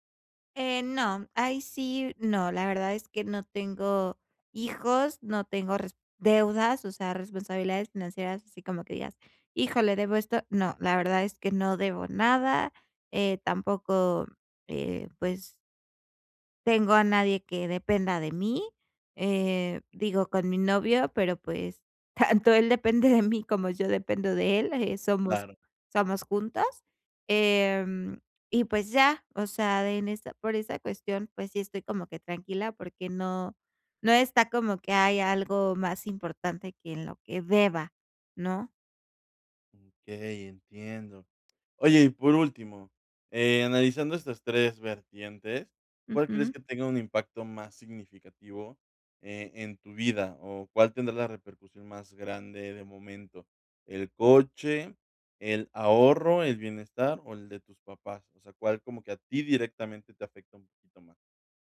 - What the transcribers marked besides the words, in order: other background noise; laughing while speaking: "tanto él depende de mí"
- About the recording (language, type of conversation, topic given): Spanish, advice, ¿Cómo puedo cambiar o corregir una decisión financiera importante que ya tomé?